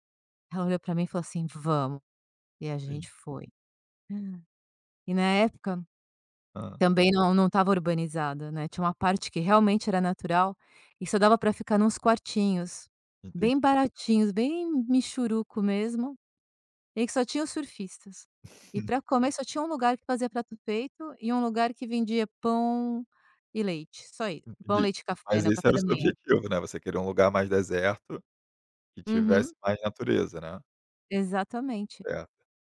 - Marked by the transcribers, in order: gasp; chuckle; other background noise
- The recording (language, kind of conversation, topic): Portuguese, podcast, Me conta uma experiência na natureza que mudou sua visão do mundo?